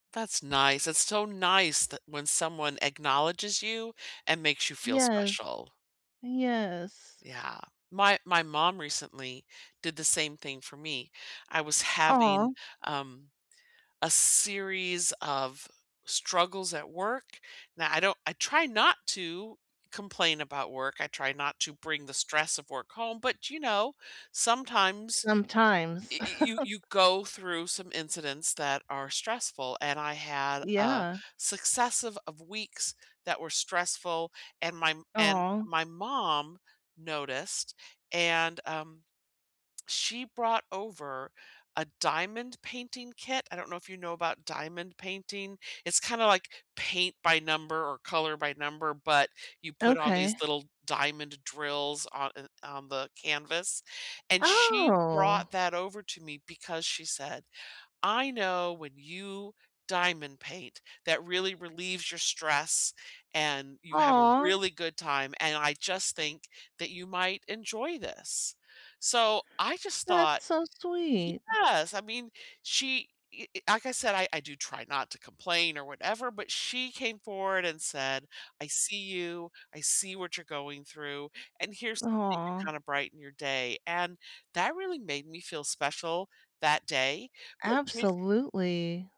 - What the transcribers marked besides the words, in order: other background noise; chuckle; drawn out: "Oh"
- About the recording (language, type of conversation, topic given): English, unstructured, What is a kind thing someone has done for you recently?